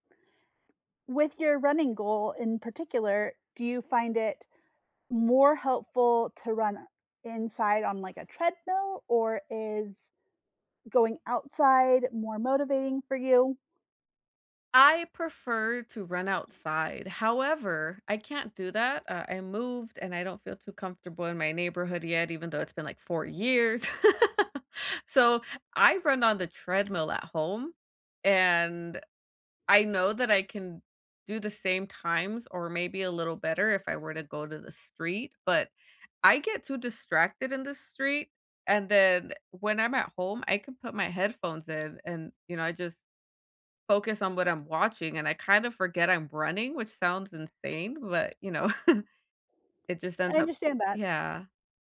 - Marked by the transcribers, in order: tapping; other background noise; other noise; laugh; chuckle
- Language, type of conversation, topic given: English, unstructured, How do you stay motivated when working toward a big goal?
- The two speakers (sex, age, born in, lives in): female, 35-39, United States, United States; female, 35-39, United States, United States